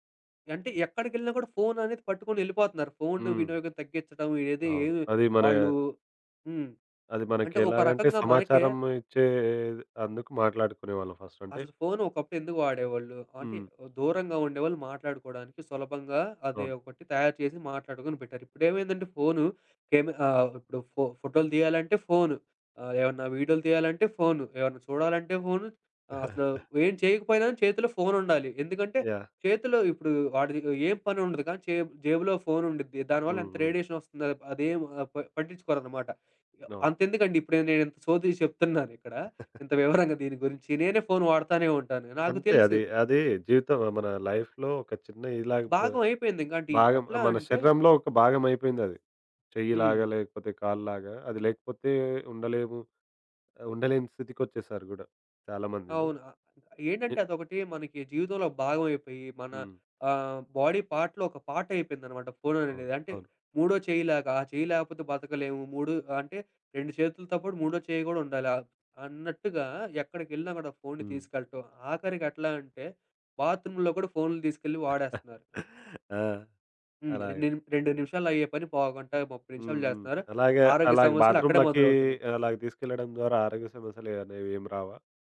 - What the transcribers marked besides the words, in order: in English: "ఫస్ట్"; chuckle; in English: "రేడియేషన్"; chuckle; in English: "లైఫ్‌లో"; in English: "బాడీ పార్ట్‌లో"; in English: "పార్ట్"; in English: "బాత్రూమ్‌లో"; chuckle
- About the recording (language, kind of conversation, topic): Telugu, podcast, బిడ్డల డిజిటల్ స్క్రీన్ టైమ్‌పై మీ అభిప్రాయం ఏమిటి?